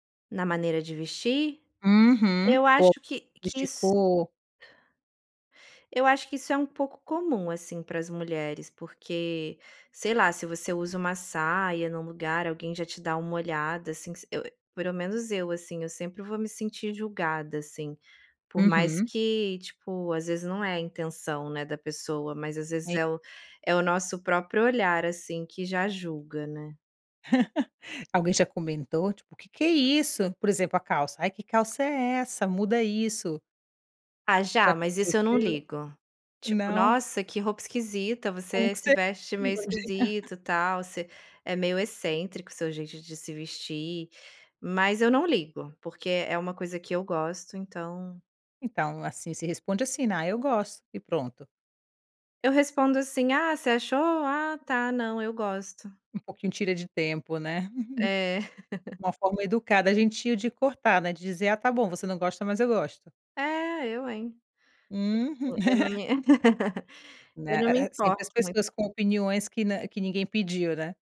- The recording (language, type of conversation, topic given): Portuguese, podcast, Como a relação com seu corpo influenciou seu estilo?
- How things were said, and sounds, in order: other background noise; unintelligible speech; tapping; chuckle; unintelligible speech; chuckle; chuckle; unintelligible speech; chuckle; laugh